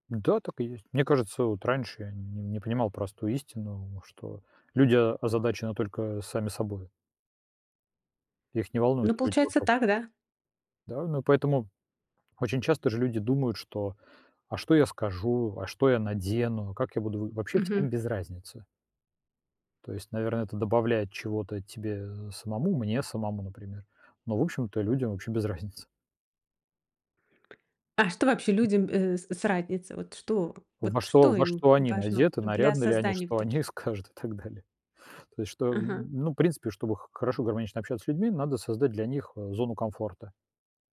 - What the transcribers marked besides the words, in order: tapping; other noise; laughing while speaking: "скажут"
- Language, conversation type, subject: Russian, podcast, Как вы заводите друзей в новой среде?